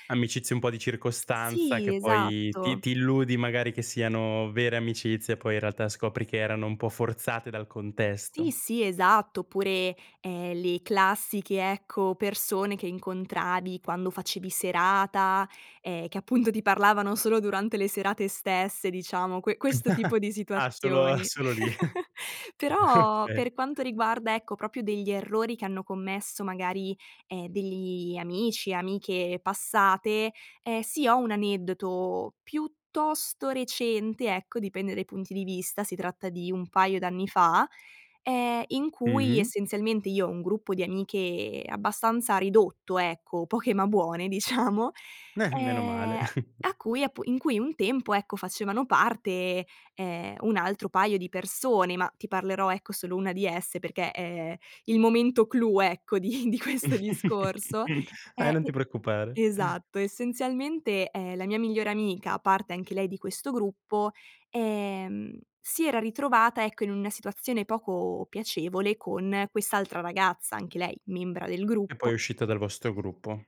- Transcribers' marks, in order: chuckle; laughing while speaking: "solo lì. Okay"; chuckle; "proprio" said as "propio"; laughing while speaking: "diciamo"; chuckle; laughing while speaking: "di di questo"; chuckle
- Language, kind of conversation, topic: Italian, podcast, Come si può ricostruire la fiducia dopo un errore?